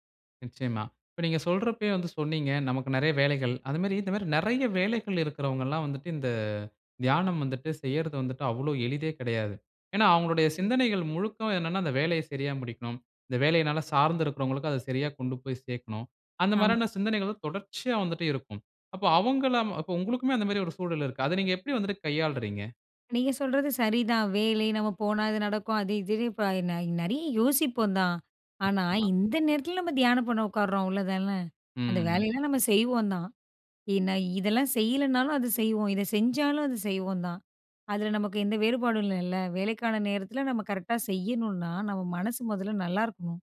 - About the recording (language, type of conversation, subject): Tamil, podcast, தியானத்தின் போது வரும் எதிர்மறை எண்ணங்களை நீங்கள் எப்படிக் கையாள்கிறீர்கள்?
- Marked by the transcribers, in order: other noise